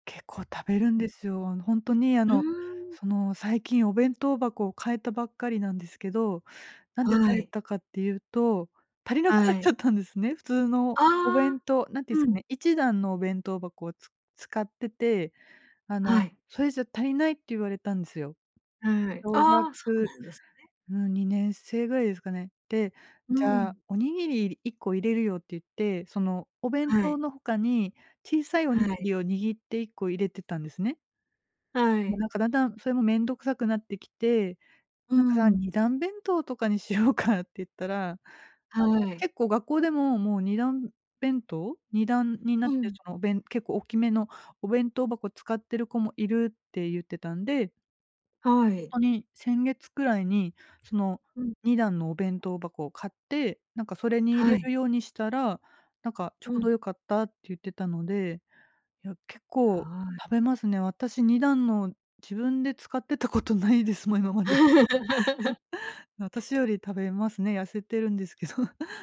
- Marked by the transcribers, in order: other background noise; other noise; laughing while speaking: "しようか？"; laugh; laughing while speaking: "ですけど"
- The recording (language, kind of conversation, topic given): Japanese, podcast, お弁当作りのコツを教えていただけますか？